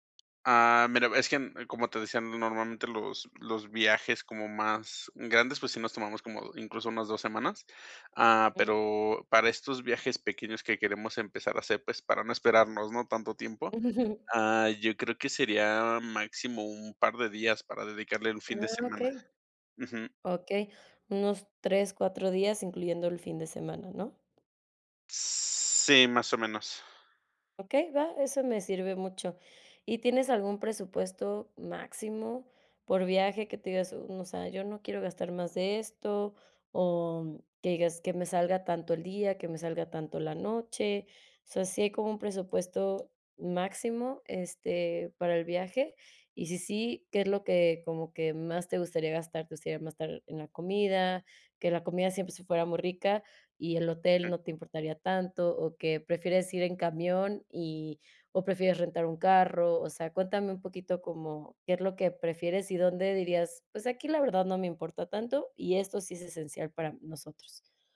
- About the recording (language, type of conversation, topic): Spanish, advice, ¿Cómo puedo viajar más con poco dinero y poco tiempo?
- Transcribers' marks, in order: chuckle; tapping